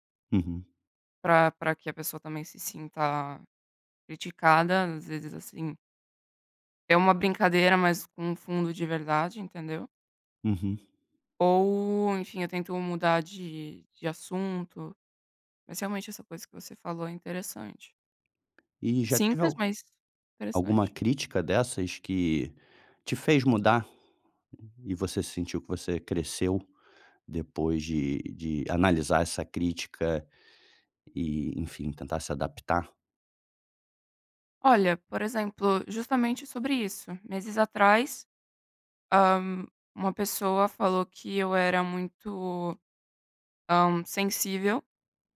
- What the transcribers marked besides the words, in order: tapping
- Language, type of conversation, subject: Portuguese, advice, Como posso parar de me culpar demais quando recebo críticas?